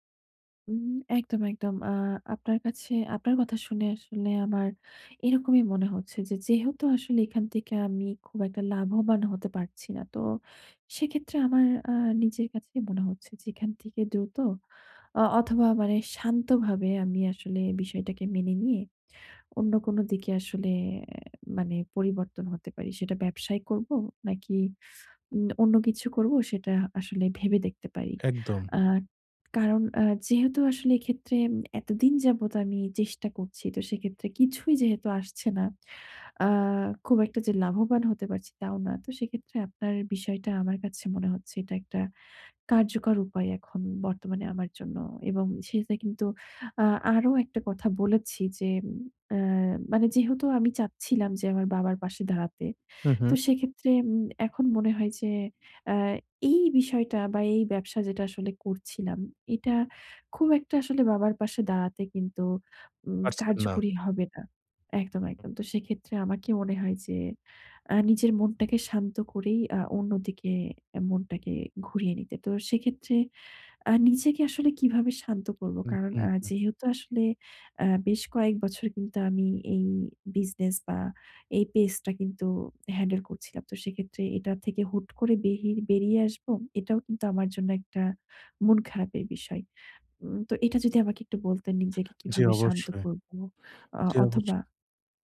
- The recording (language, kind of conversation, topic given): Bengali, advice, মানসিক নমনীয়তা গড়ে তুলে আমি কীভাবে দ্রুত ও শান্তভাবে পরিবর্তনের সঙ্গে মানিয়ে নিতে পারি?
- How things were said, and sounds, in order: "সেটা" said as "সেতা"; lip trill